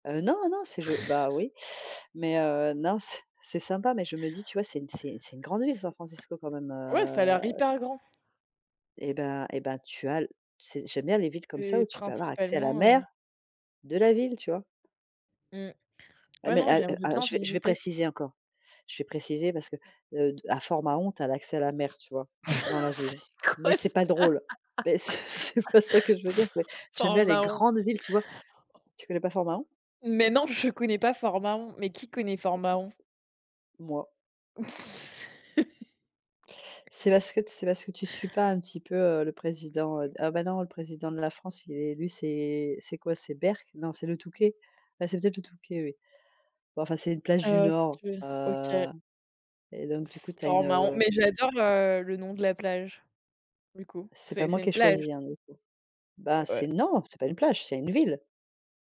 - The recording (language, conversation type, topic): French, unstructured, Préférez-vous partir en vacances à l’étranger ou faire des découvertes près de chez vous ?
- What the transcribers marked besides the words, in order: chuckle; tapping; stressed: "mer"; laughing while speaking: "C'est quoi ça ? F Fort en Mahon"; laughing while speaking: "beh, c'est c'est pas ça que je veux dire"; stressed: "grandes"; laugh